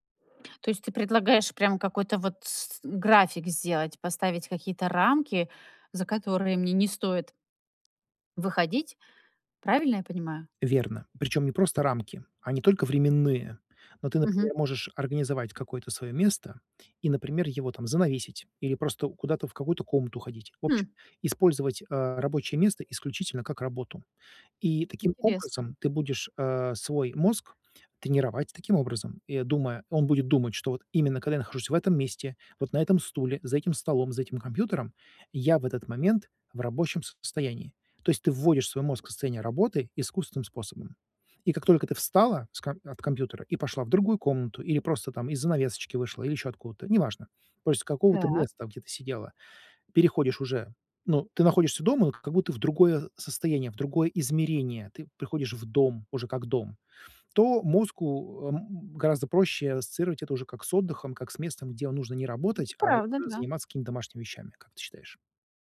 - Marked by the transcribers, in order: none
- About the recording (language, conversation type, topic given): Russian, advice, Почему я так устаю, что не могу наслаждаться фильмами или музыкой?